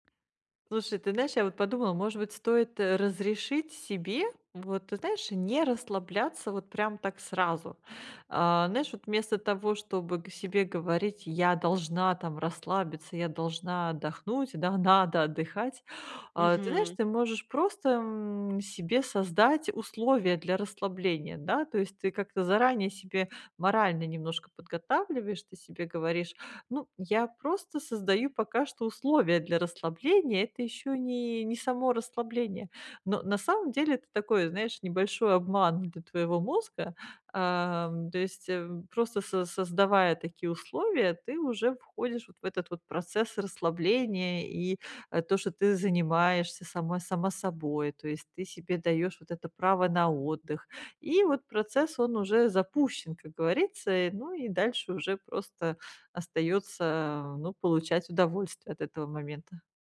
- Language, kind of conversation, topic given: Russian, advice, Как перестать думать о работе по вечерам и научиться расслабляться дома?
- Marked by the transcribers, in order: tapping